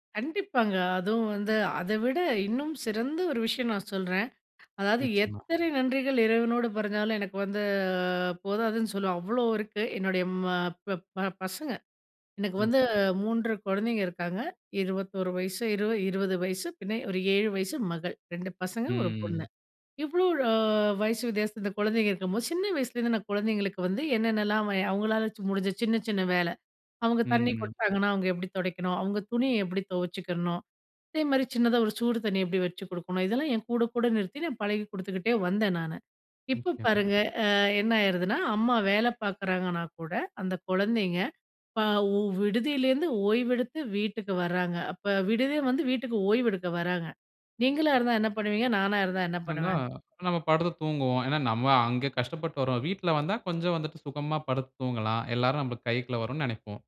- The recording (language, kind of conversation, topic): Tamil, podcast, குடும்பம் உங்கள் நோக்கத்தை எப்படி பாதிக்கிறது?
- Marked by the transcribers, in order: other background noise; in Malayalam: "பறஞ்சாலும்"; drawn out: "வந்து"; other noise